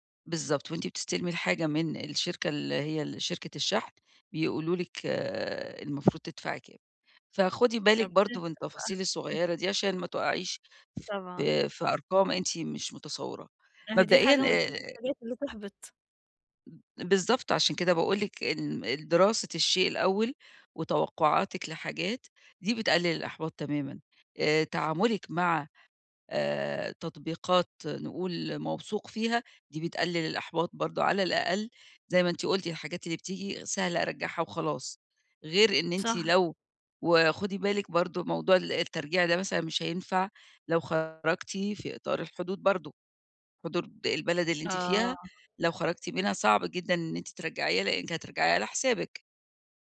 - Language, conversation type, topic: Arabic, advice, إزاي أتعامل مع الإحباط اللي بحسه وأنا بتسوّق على الإنترنت؟
- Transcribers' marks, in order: other background noise; other noise